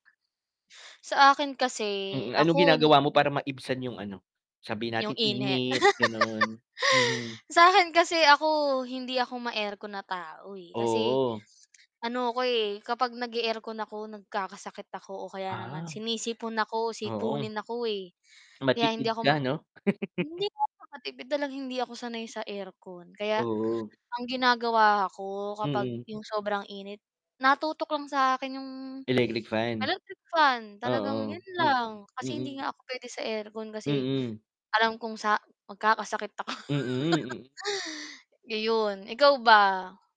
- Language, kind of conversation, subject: Filipino, unstructured, Paano ninyo naramdaman ang epekto ng mga kamakailang pagbabago sa klima sa inyong lugar?
- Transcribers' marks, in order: laugh; sniff; distorted speech; laugh; static; chuckle